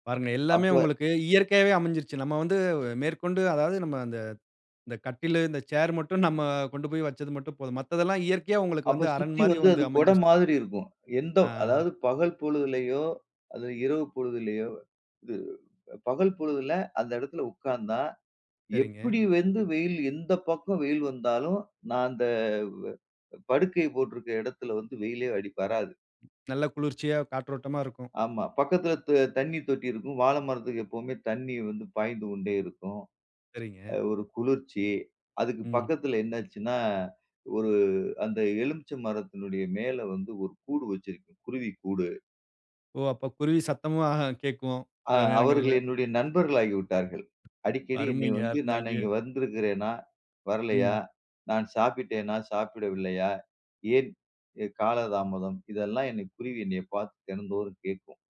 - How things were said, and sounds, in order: "வந்து" said as "வெந்து"; other background noise
- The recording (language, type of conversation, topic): Tamil, podcast, வீட்டில் ஓய்வெடுக்க ஒரு சிறிய இடத்தை நீங்கள் எப்படிச் சிறப்பாக அமைப்பீர்கள்?